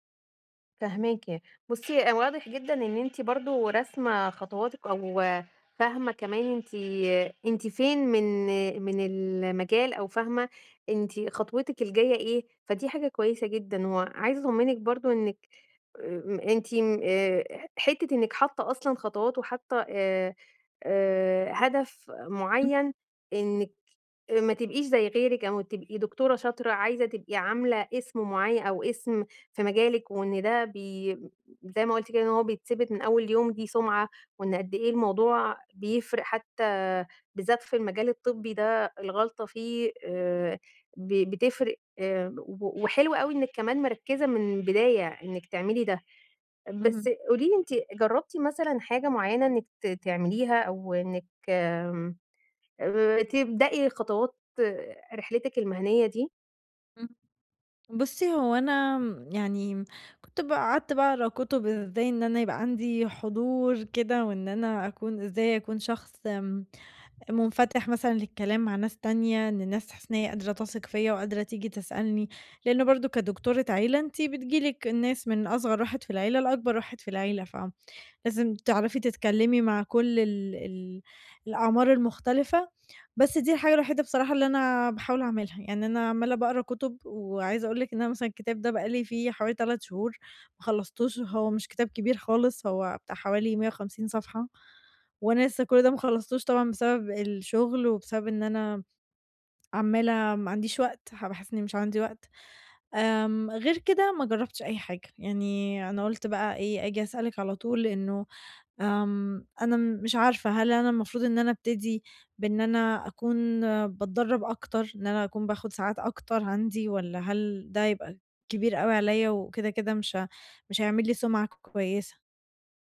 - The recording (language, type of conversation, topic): Arabic, advice, إزاي أبدأ أبني سمعة مهنية قوية في شغلي؟
- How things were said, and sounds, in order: other background noise; tapping